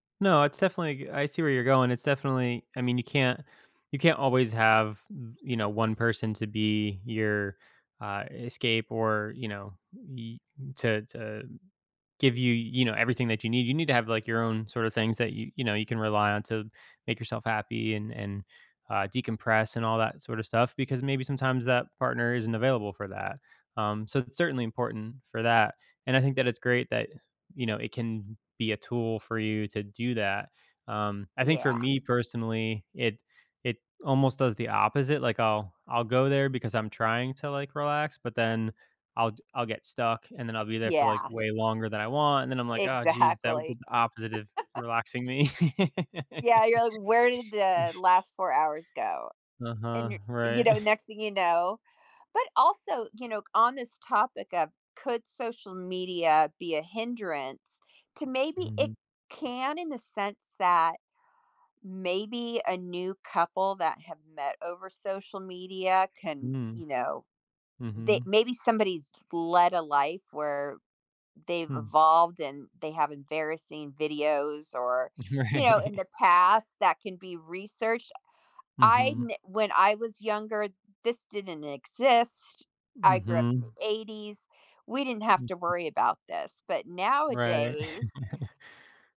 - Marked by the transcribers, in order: tapping; other background noise; laughing while speaking: "Exactly"; chuckle; laughing while speaking: "me"; laugh; laughing while speaking: "Right"; laughing while speaking: "Right"; chuckle
- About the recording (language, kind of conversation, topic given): English, unstructured, How does the internet shape the way we connect and disconnect with others in our relationships?
- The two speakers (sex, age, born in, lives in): female, 55-59, United States, United States; male, 35-39, United States, United States